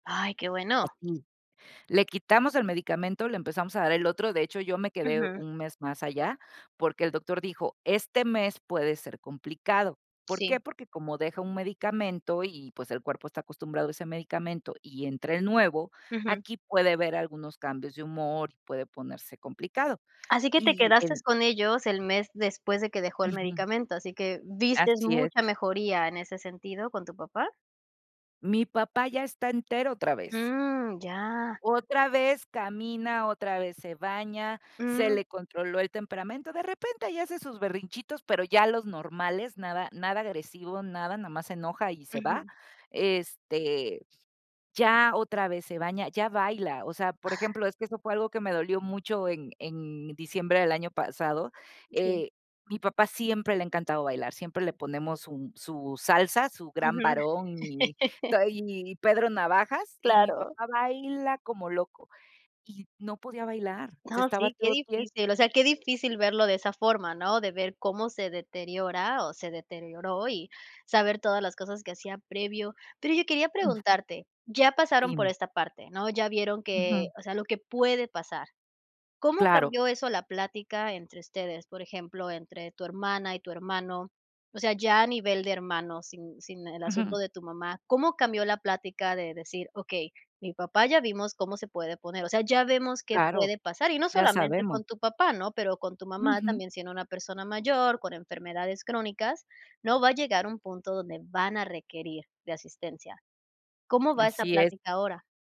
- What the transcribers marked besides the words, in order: "quedaste" said as "quedastes"; "viste" said as "vistes"; chuckle; chuckle
- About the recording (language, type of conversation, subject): Spanish, podcast, ¿Cómo decides si cuidar a un padre mayor en casa o buscar ayuda externa?